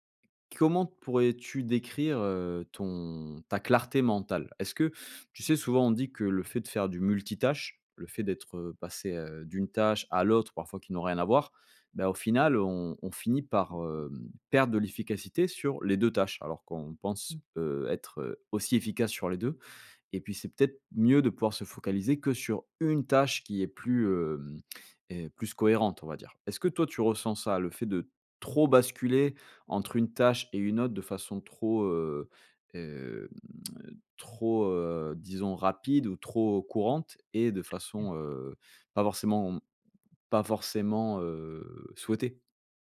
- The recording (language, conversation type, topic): French, advice, Comment puis-je améliorer ma clarté mentale avant une tâche mentale exigeante ?
- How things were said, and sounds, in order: other background noise; stressed: "une"